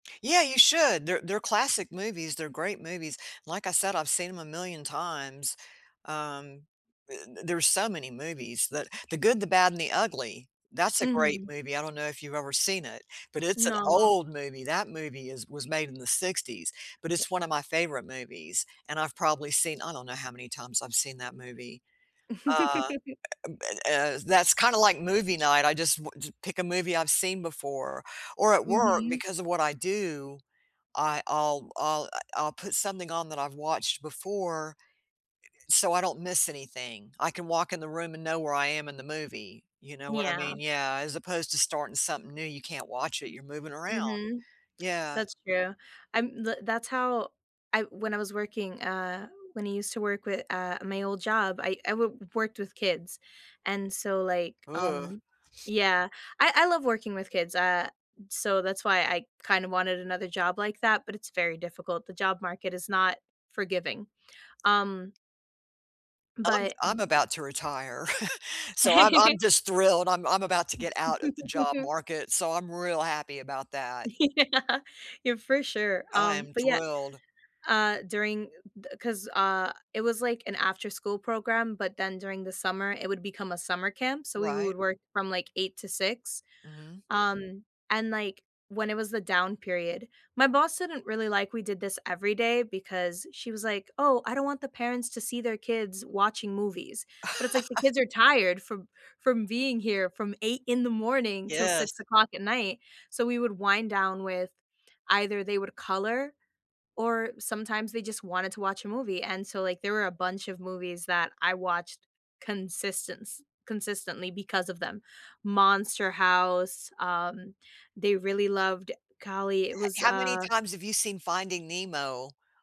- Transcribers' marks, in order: stressed: "old"; chuckle; sniff; tapping; other background noise; chuckle; laugh; laugh; laughing while speaking: "Yeah"; laugh
- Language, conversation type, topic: English, unstructured, What does your perfect movie-night ritual look like?
- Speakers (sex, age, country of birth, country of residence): female, 30-34, United States, United States; female, 60-64, United States, United States